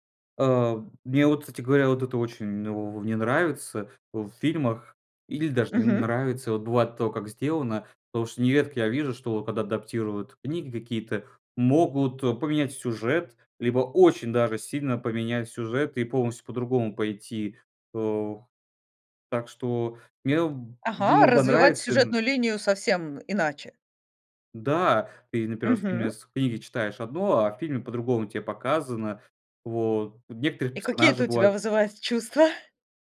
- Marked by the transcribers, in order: tapping; stressed: "очень"
- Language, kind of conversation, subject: Russian, podcast, Как адаптировать книгу в хороший фильм без потери сути?